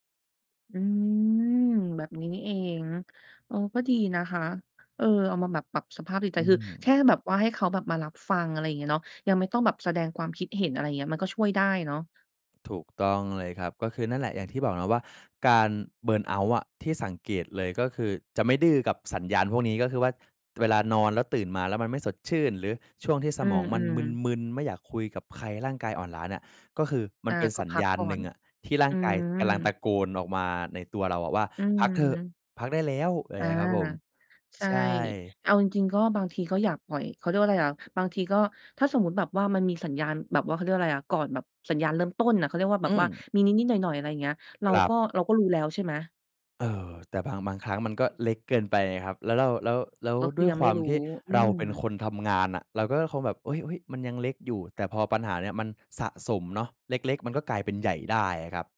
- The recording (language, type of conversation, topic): Thai, podcast, คุณดูแลร่างกายอย่างไรเมื่อเริ่มมีสัญญาณหมดไฟ?
- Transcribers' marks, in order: in English: "เบิร์นเอาต์"; tapping